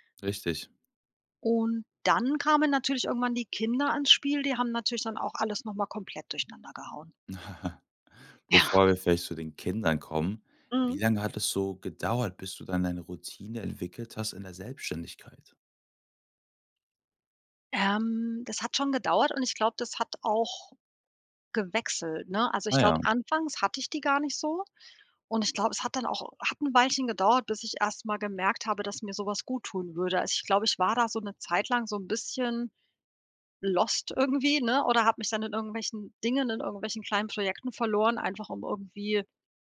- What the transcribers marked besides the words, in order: chuckle; laughing while speaking: "Ja"; in English: "lost"
- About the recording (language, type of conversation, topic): German, podcast, Wie sieht deine Morgenroutine eigentlich aus, mal ehrlich?